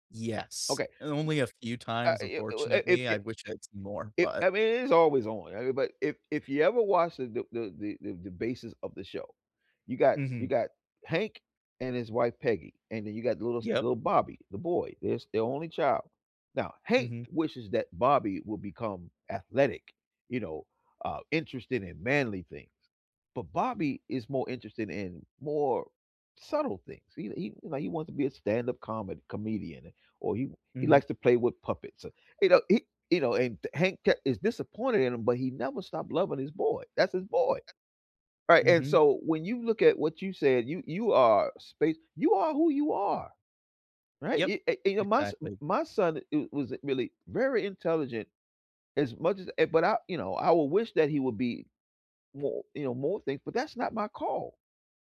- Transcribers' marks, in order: other background noise; unintelligible speech
- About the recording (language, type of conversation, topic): English, unstructured, When is it okay to cut ties with toxic family members?